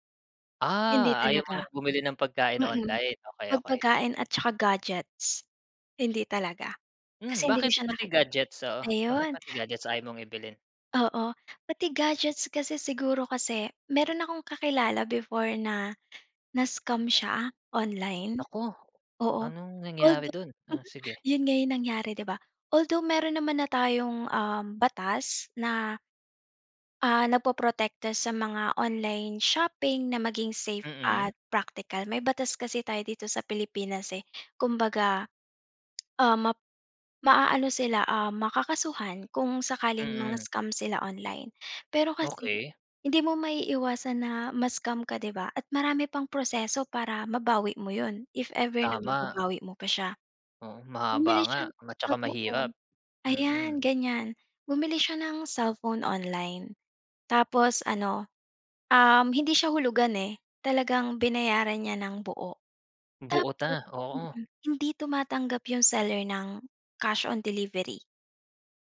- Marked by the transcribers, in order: other background noise; tapping; chuckle; "na" said as "ta"
- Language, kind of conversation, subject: Filipino, podcast, Ano ang mga praktikal at ligtas na tips mo para sa online na pamimili?